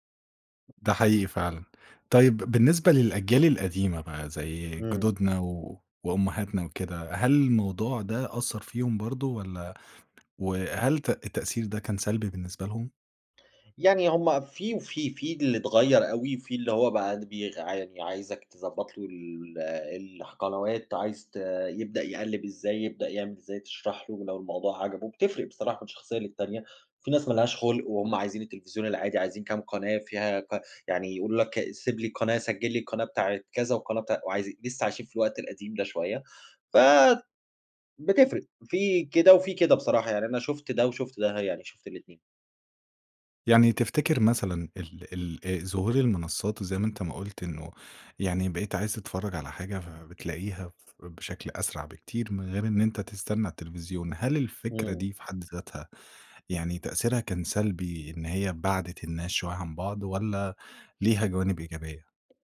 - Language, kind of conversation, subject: Arabic, podcast, إزاي اتغيّرت عاداتنا في الفرجة على التلفزيون بعد ما ظهرت منصات البث؟
- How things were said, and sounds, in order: other background noise